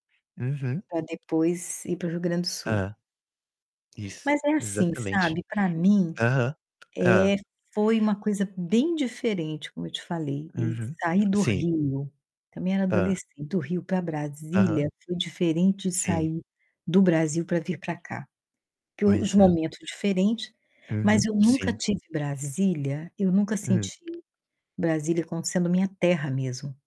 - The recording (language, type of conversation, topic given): Portuguese, unstructured, Você já teve que se despedir de um lugar que amava? Como foi?
- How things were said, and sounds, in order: tapping